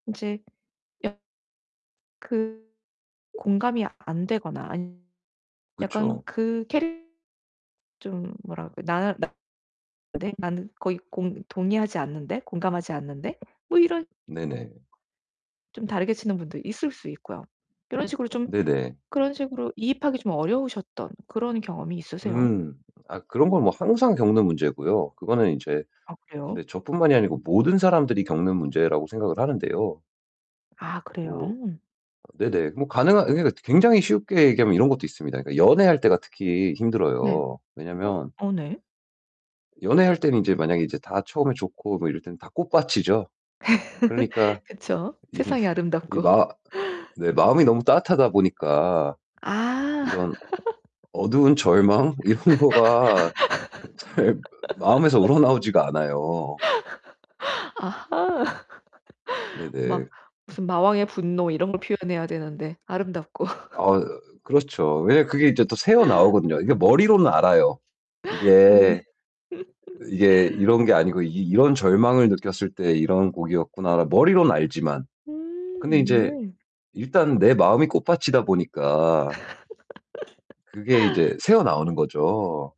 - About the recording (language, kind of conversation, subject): Korean, advice, 어떻게 예술을 통해 진정한 나를 표현할 수 있을까요?
- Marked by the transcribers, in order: unintelligible speech; distorted speech; unintelligible speech; tapping; other background noise; laugh; laughing while speaking: "이게"; laughing while speaking: "이런 거가"; laugh; laugh; laugh; laughing while speaking: "네네"; laugh; laugh